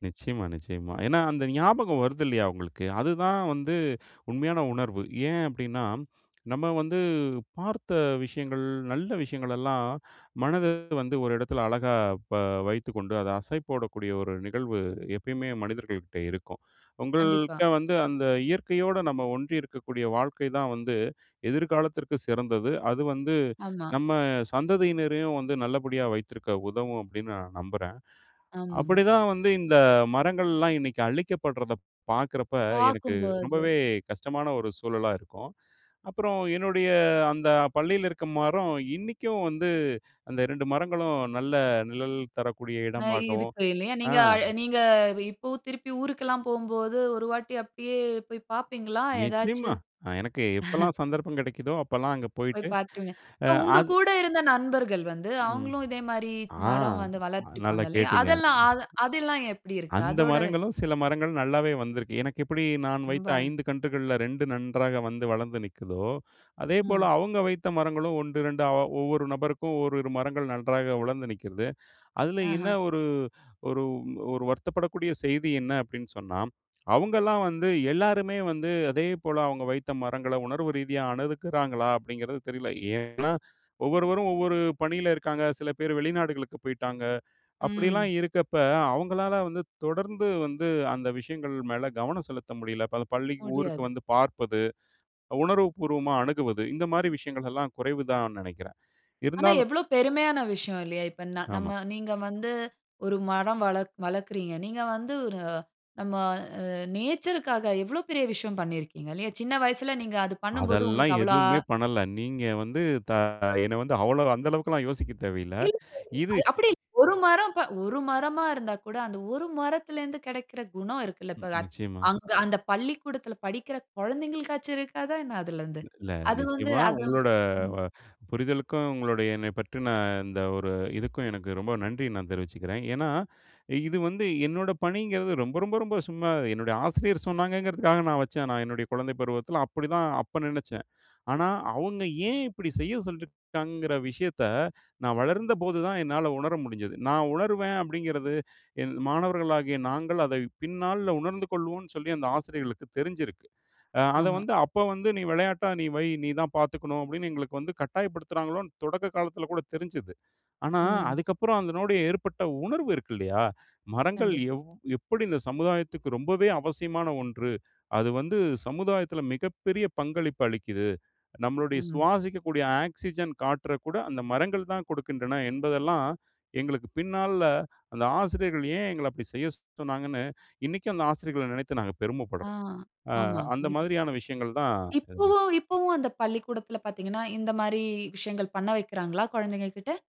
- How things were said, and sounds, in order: chuckle; "பார்த்துடுங்க" said as "பார்த்ட்டுங்க"; other noise; in English: "நேச்சர்க்காக"; in English: "ஆக்ஸிஜன்"; unintelligible speech
- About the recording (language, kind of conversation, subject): Tamil, podcast, ஒரு மரம் நீண்ட காலம் வளர்ந்து நிலைத்து நிற்பதில் இருந்து நாம் என்ன பாடம் கற்றுக்கொள்ளலாம்?